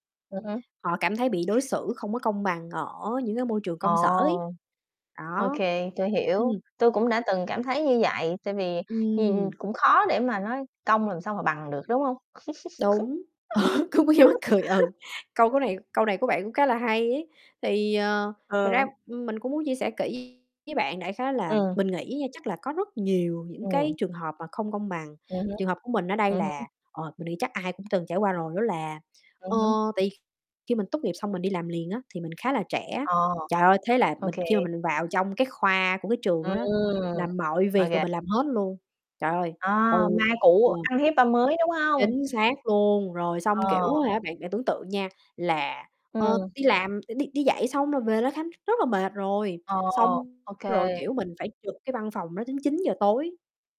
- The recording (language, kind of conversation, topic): Vietnamese, unstructured, Bạn đã bao giờ cảm thấy bị đối xử bất công ở nơi làm việc chưa?
- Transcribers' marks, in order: tapping; other background noise; laughing while speaking: "ờ, cũng nghe như mắc cười"; laugh; distorted speech; mechanical hum